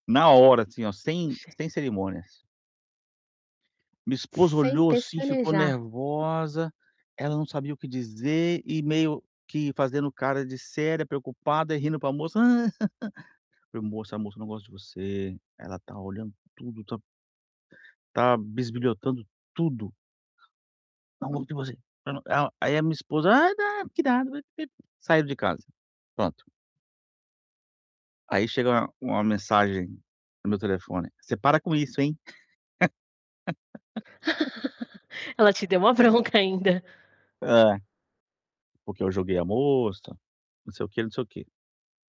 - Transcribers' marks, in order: other background noise; laugh; tapping; put-on voice: "não não ela"; unintelligible speech; put-on voice: "Ai, não! Que"; unintelligible speech; laugh
- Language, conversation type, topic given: Portuguese, advice, O que você pode fazer para não se sentir deslocado em eventos sociais?